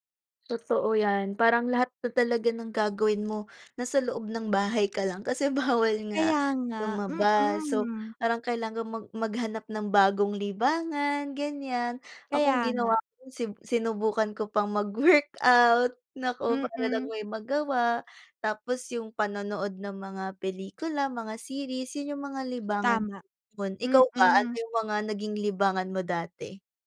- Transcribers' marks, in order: other background noise; laughing while speaking: "bawal"
- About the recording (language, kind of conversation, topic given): Filipino, unstructured, Paano mo ilalarawan ang naging epekto ng pandemya sa iyong araw-araw na pamumuhay?